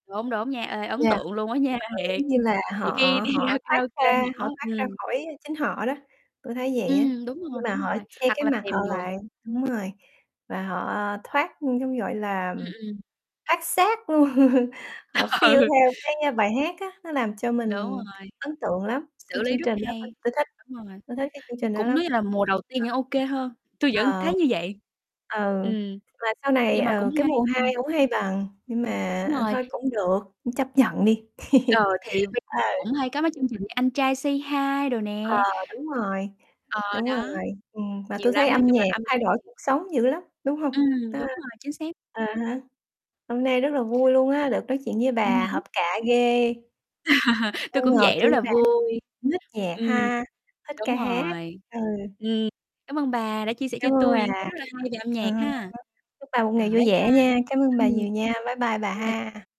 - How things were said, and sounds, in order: distorted speech; other background noise; laughing while speaking: "nha"; laughing while speaking: "đi ra"; tapping; chuckle; in English: "feel"; laughing while speaking: "Ừ"; laugh; unintelligible speech; other noise; laugh; unintelligible speech
- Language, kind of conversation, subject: Vietnamese, unstructured, Âm nhạc đã thay đổi tâm trạng của bạn trong ngày như thế nào?